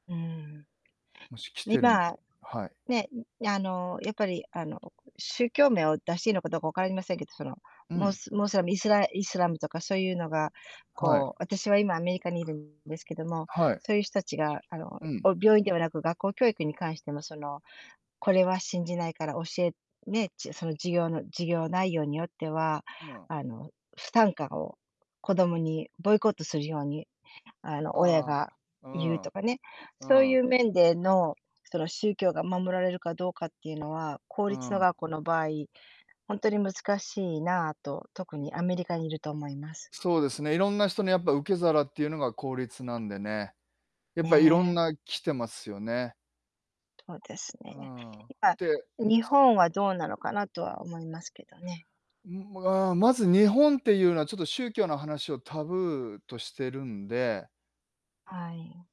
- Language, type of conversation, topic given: Japanese, unstructured, 宗教の自由はどこまで守られるべきだと思いますか？
- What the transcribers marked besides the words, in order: other background noise; distorted speech; tapping